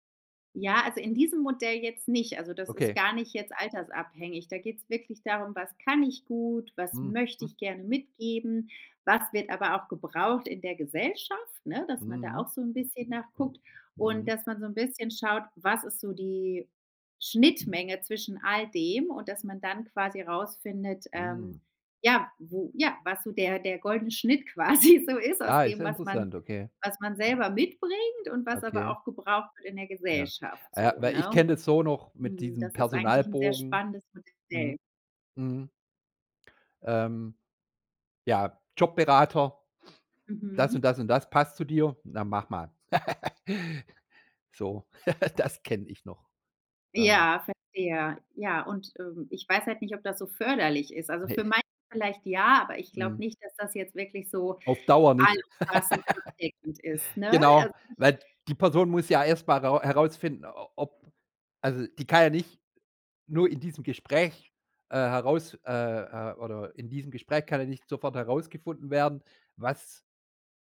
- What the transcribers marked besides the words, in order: other background noise; stressed: "Schnittmenge"; laughing while speaking: "quasi so ist"; laugh; giggle; laughing while speaking: "Ne"; giggle
- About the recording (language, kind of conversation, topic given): German, podcast, Wie findest du eine Arbeit, die dich erfüllt?